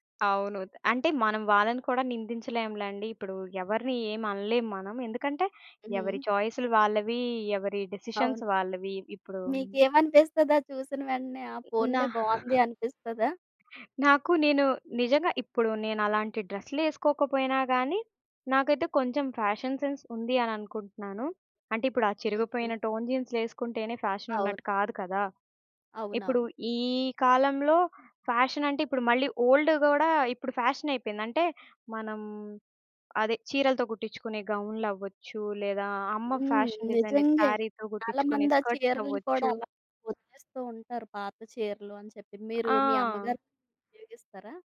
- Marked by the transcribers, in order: in English: "డిసిషన్స్"; other background noise; in English: "ఫ్యాషన్ సెన్స్"; in English: "ఓల్డ్"; in English: "ఫ్యాషన్ డిజైనర్ సారీతో"; in English: "స్కర్ట్స్"
- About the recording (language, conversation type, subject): Telugu, podcast, సంస్కృతిని ఆధునిక ఫ్యాషన్‌తో మీరు ఎలా కలుపుకుంటారు?